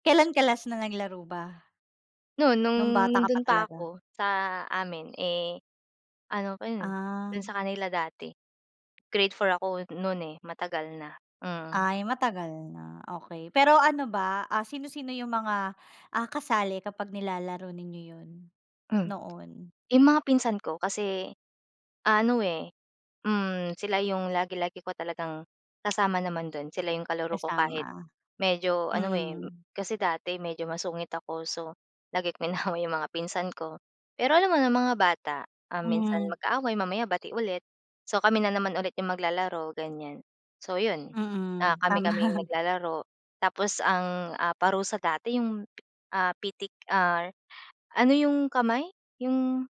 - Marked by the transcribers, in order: other animal sound; other background noise; laughing while speaking: "inaaway"; laughing while speaking: "tama"
- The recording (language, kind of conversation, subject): Filipino, podcast, May larong ipinasa sa iyo ang lolo o lola mo?